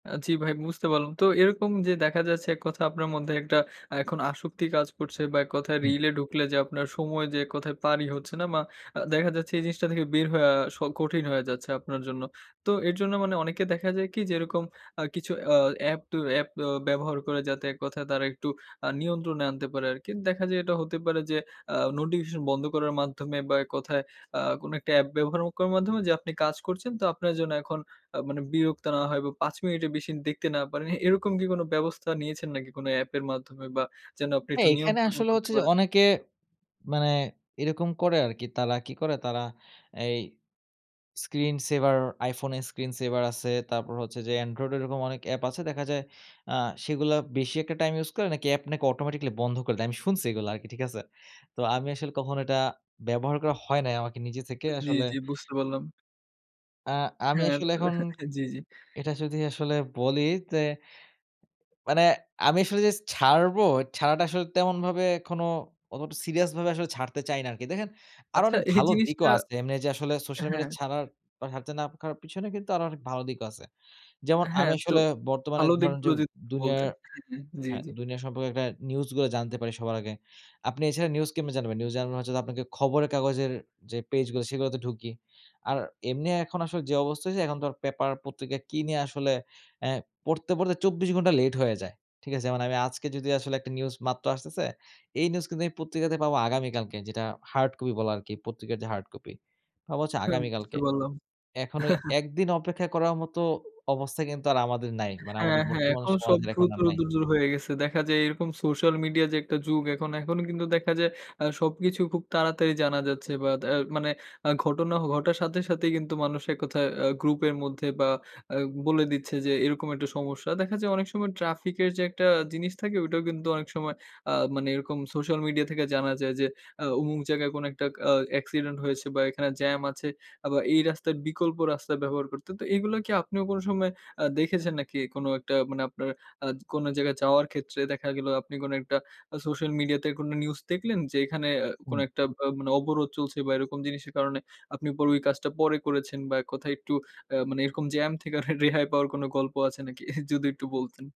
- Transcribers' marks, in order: chuckle; laughing while speaking: "হ্যাঁ"; chuckle; other noise; laughing while speaking: "রেহাই পাওয়ার"; chuckle
- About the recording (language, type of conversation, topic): Bengali, podcast, সকালে খবর বা সামাজিক যোগাযোগমাধ্যমের ফিড দেখলে আপনার মনে কী ভাবনা আসে?